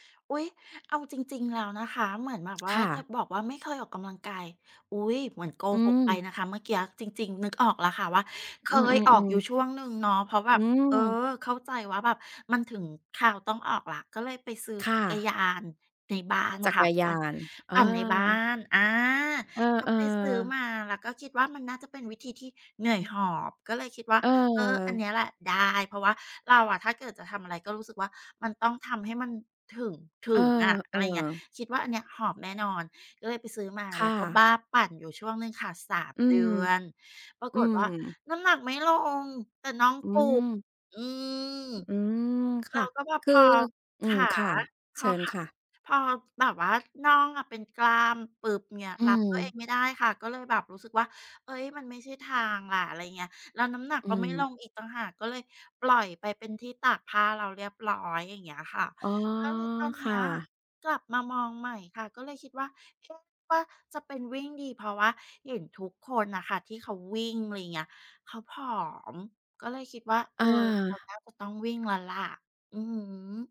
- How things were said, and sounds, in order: other noise; tapping; other background noise
- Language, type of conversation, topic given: Thai, advice, ฉันสับสนเรื่องเป้าหมายการออกกำลังกาย ควรโฟกัสลดน้ำหนักหรือเพิ่มกล้ามเนื้อก่อนดี?